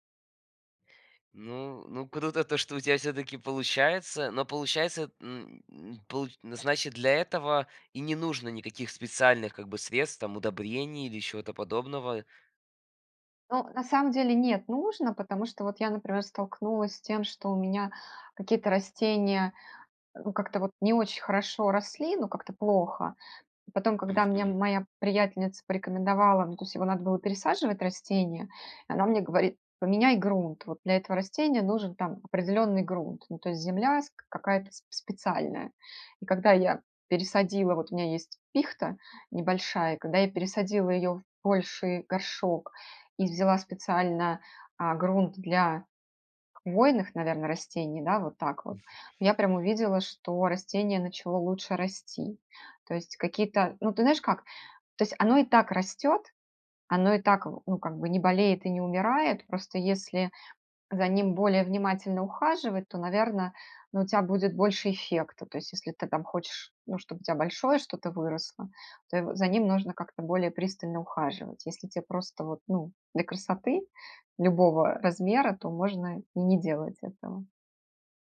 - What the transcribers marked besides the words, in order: tapping; other background noise
- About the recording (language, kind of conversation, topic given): Russian, podcast, Как лучше всего начать выращивать мини-огород на подоконнике?